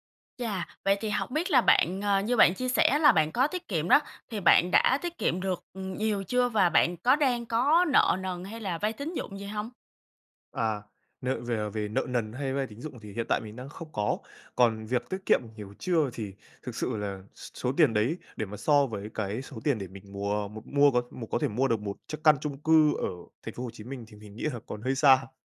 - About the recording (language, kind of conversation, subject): Vietnamese, advice, Làm sao để dành tiền cho mục tiêu lớn như mua nhà?
- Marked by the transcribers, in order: "được" said as "ừn"; laughing while speaking: "nghĩ"; laughing while speaking: "xa"